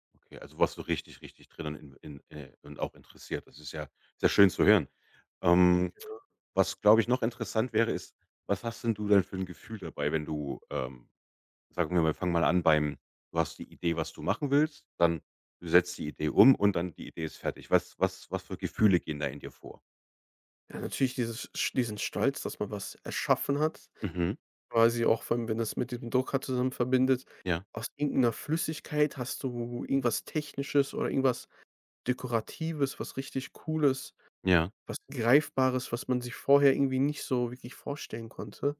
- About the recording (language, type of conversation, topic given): German, podcast, Was war dein bisher stolzestes DIY-Projekt?
- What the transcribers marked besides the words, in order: unintelligible speech